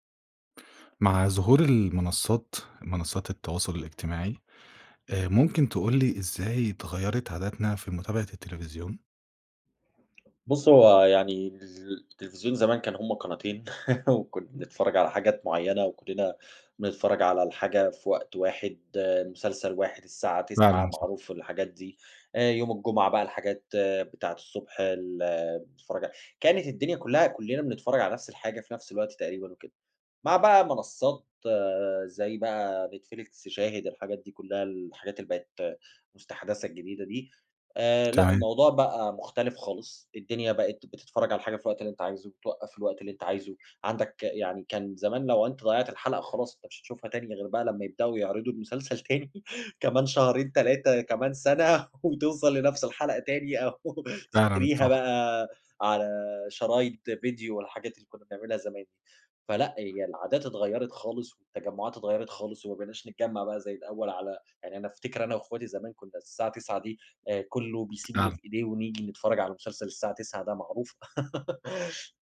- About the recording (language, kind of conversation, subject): Arabic, podcast, إزاي اتغيّرت عاداتنا في الفرجة على التلفزيون بعد ما ظهرت منصات البث؟
- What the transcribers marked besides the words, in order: tapping; laugh; other background noise; laugh; laughing while speaking: "سنة وتوصل لنفس الحلقة تاني، أو تشتريها بقى"; laugh